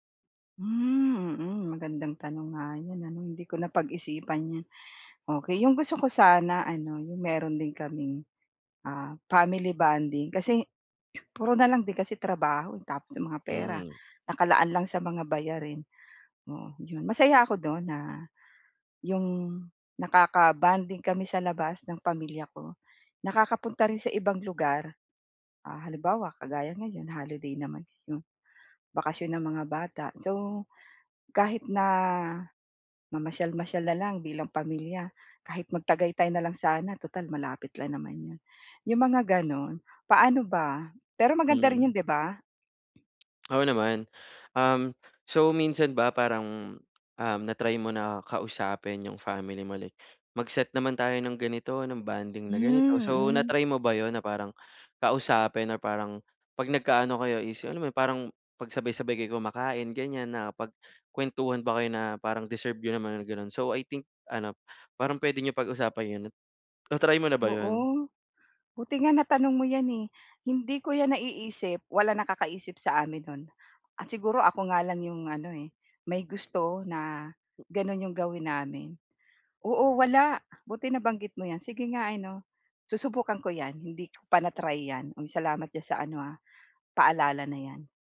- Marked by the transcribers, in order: tapping
- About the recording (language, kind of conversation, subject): Filipino, advice, Paano ako pipili ng gantimpalang tunay na makabuluhan?